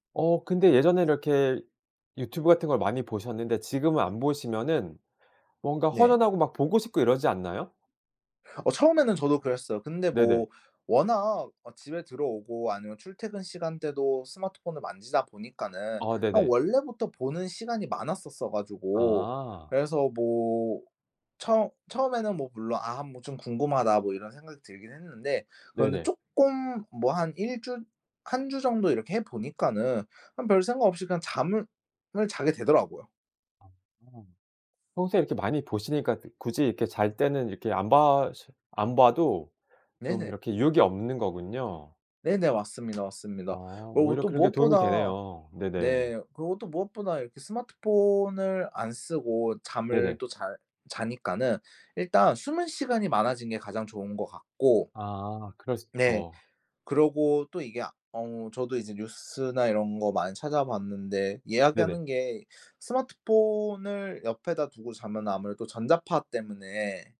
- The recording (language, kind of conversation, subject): Korean, podcast, 잠을 잘 자려면 어떤 습관을 지키면 좋을까요?
- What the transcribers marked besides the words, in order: other background noise; tapping